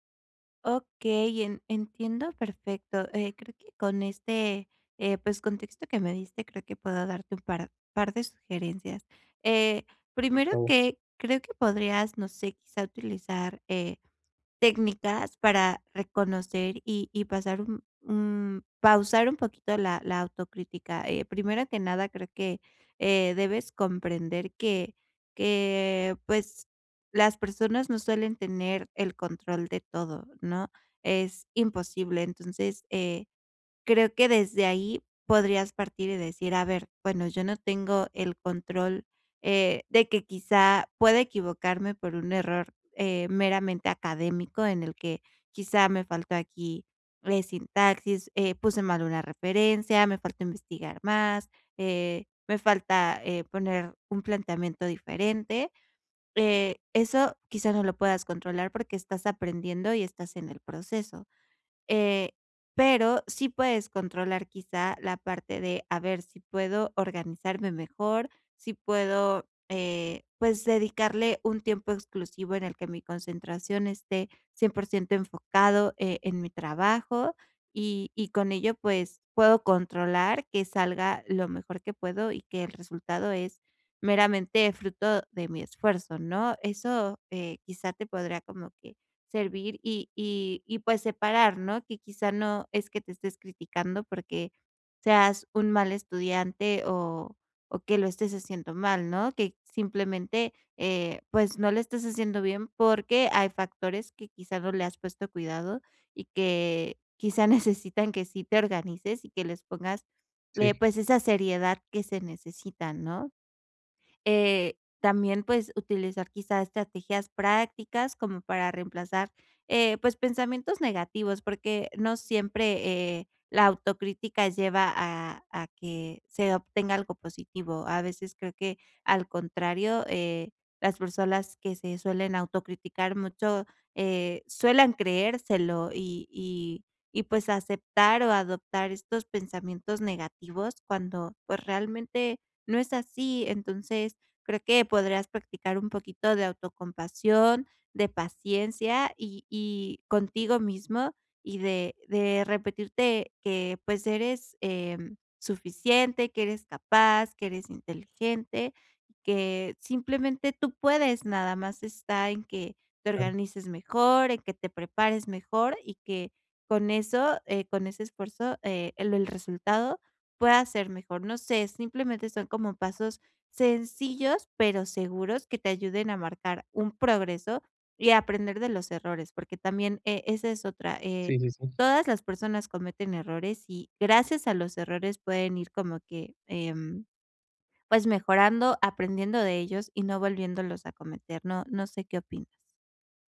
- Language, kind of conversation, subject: Spanish, advice, ¿Cómo puedo dejar de castigarme tanto por mis errores y evitar que la autocrítica frene mi progreso?
- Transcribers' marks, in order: other background noise